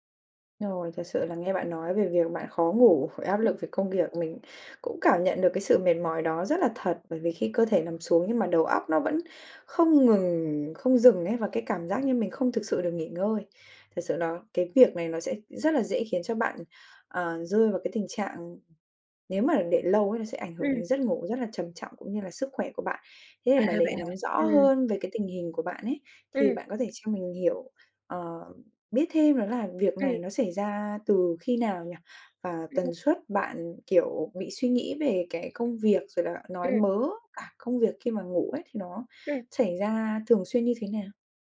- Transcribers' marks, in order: tapping; "việc" said as "ghiệc"
- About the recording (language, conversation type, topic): Vietnamese, advice, Làm sao để cải thiện giấc ngủ khi tôi bị căng thẳng công việc và hay suy nghĩ miên man?